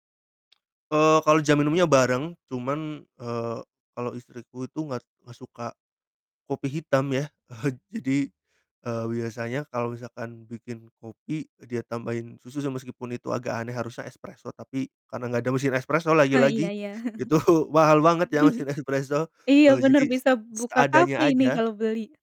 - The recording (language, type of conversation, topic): Indonesian, podcast, Kebiasaan minum kopi dan/atau teh di rumah
- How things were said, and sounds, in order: chuckle; chuckle; laughing while speaking: "itu"; laughing while speaking: "mesin espreso"